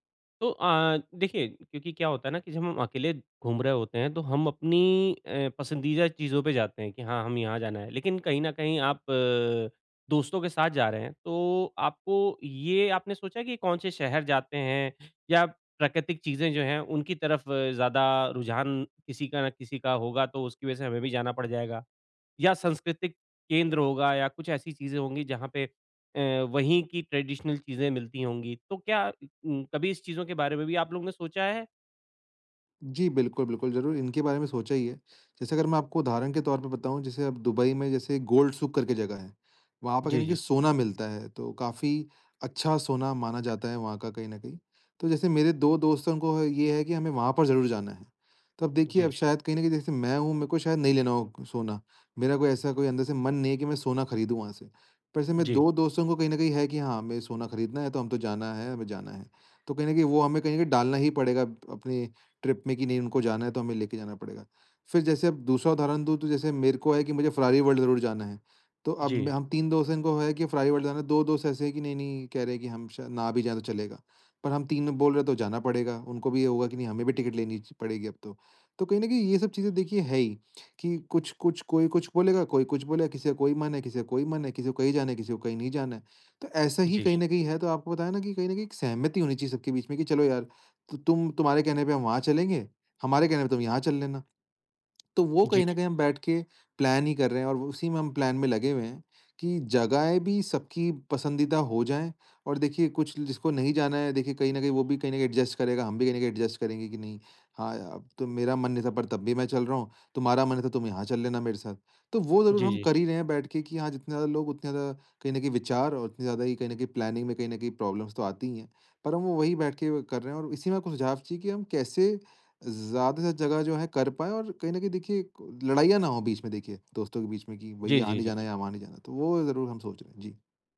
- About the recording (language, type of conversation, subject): Hindi, advice, सीमित समय में मैं अधिक स्थानों की यात्रा कैसे कर सकता/सकती हूँ?
- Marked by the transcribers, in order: in English: "ट्रेडिशनल"; tapping; in English: "ट्रिप"; in English: "प्लान"; in English: "प्लान"; in English: "एडजस्ट"; in English: "एडजस्ट"; in English: "प्लानिंग"; in English: "प्रॉब्लम्स"